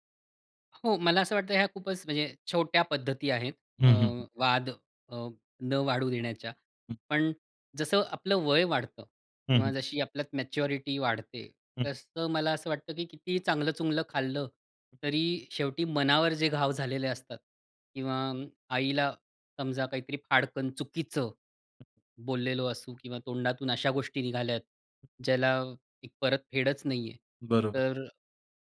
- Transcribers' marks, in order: none
- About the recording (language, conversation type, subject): Marathi, podcast, वाद वाढू न देता आपण स्वतःला शांत कसे ठेवता?